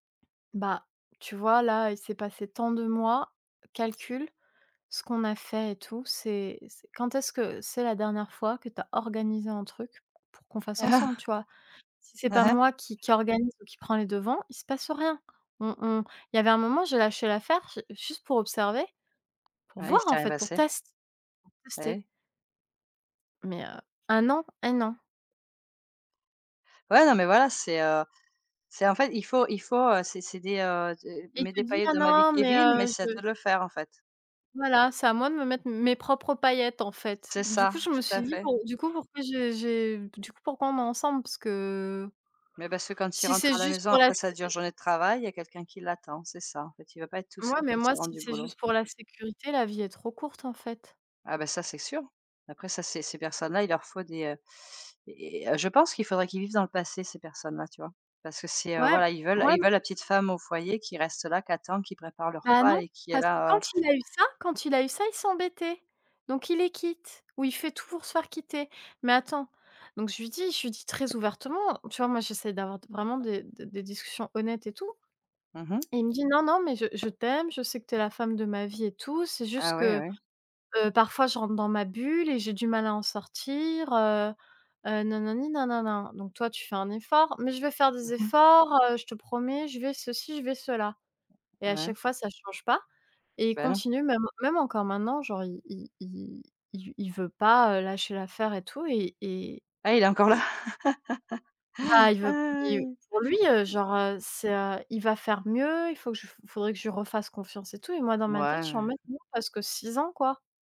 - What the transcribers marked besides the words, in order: other background noise; chuckle; tapping; other noise; laugh
- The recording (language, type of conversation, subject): French, unstructured, Préféreriez-vous vivre une vie guidée par la passion ou une vie placée sous le signe de la sécurité ?
- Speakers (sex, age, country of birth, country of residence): female, 30-34, France, France; female, 45-49, France, France